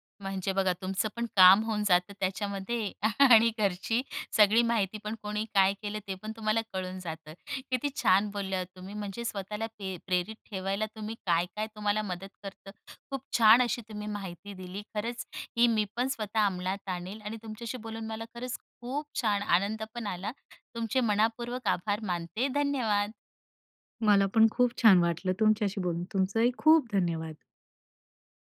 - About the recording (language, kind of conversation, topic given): Marathi, podcast, स्वतःला प्रेरित ठेवायला तुम्हाला काय मदत करतं?
- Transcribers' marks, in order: laughing while speaking: "त्याच्यामध्ये आणि घरची सगळी माहिती"; joyful: "किती छान बोलल्या ओ तुम्ही! … आभार मानते. धन्यवाद"